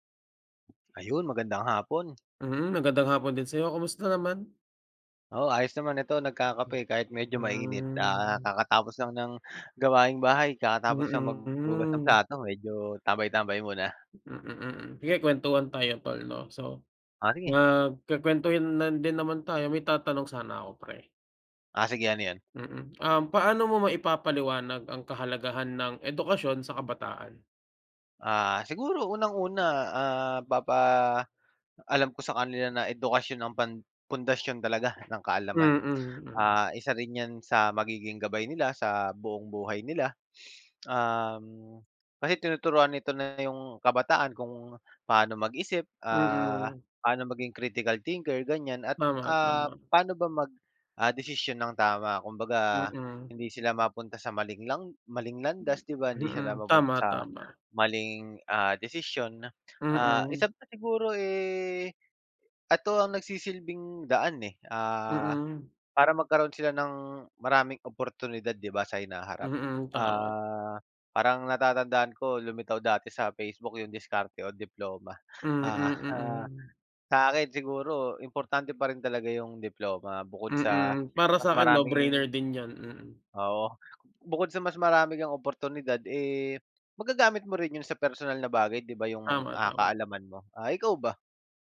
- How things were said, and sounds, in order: tapping; drawn out: "Hmm"; "nagkukuwentuhan" said as "nagkwekwentuhin"; lip smack; other background noise; sniff; drawn out: "eh"; "ito" said as "ato"; in English: "brainer"
- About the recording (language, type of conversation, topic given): Filipino, unstructured, Paano mo maipapaliwanag ang kahalagahan ng edukasyon sa mga kabataan?